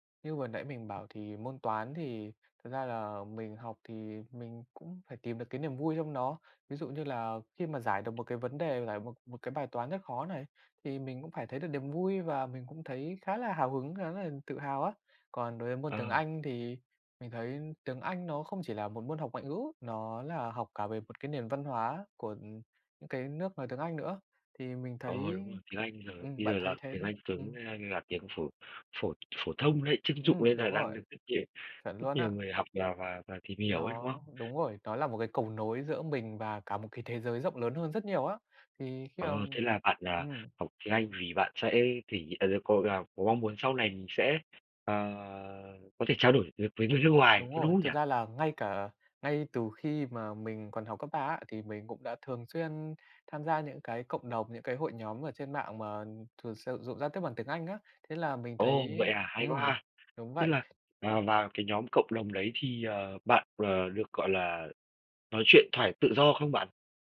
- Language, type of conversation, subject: Vietnamese, podcast, Làm sao bạn giữ được động lực học lâu dài?
- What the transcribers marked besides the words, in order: other background noise; tapping